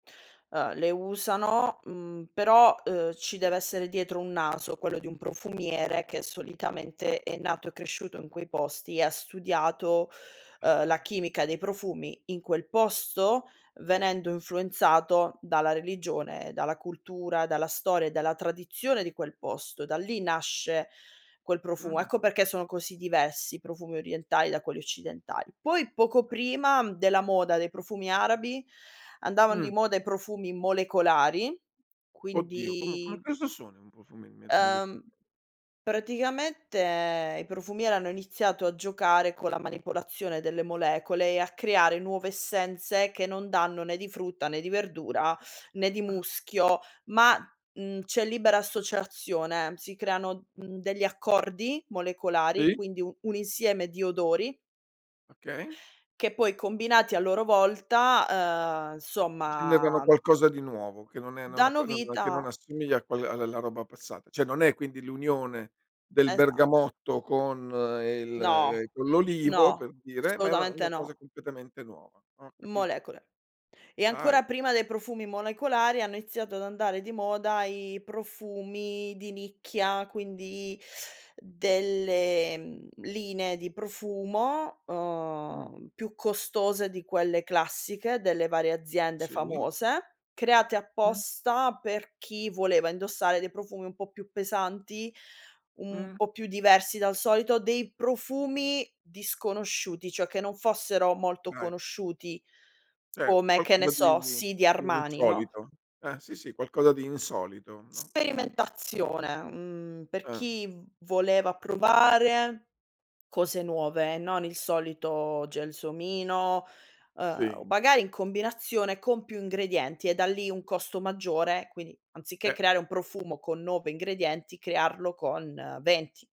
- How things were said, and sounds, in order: other background noise; drawn out: "insomma"; "Cioè" said as "ceh"; teeth sucking
- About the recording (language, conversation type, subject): Italian, podcast, Che cosa accende la tua curiosità quando studi qualcosa di nuovo?